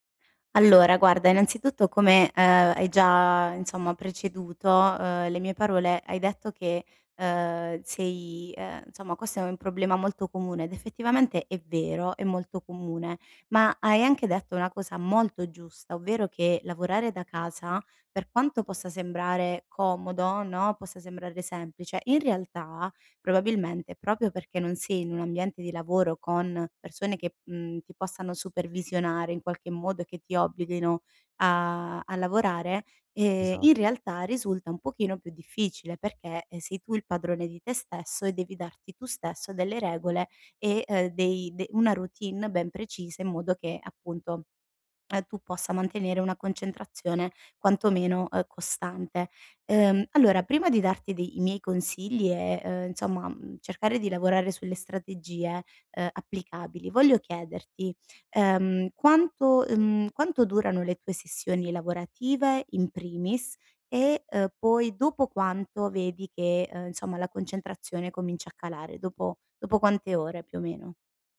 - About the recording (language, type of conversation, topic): Italian, advice, Come posso mantenere una concentrazione costante durante le sessioni di lavoro pianificate?
- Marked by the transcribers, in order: none